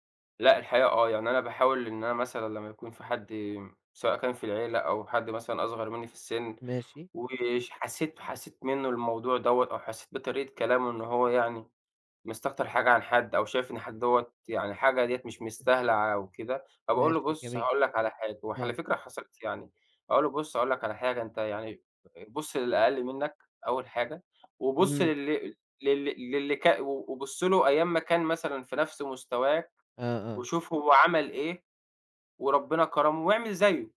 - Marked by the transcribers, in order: none
- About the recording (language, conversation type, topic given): Arabic, podcast, إزاي بتتعامل مع إنك تقارن نفسك بالناس التانيين؟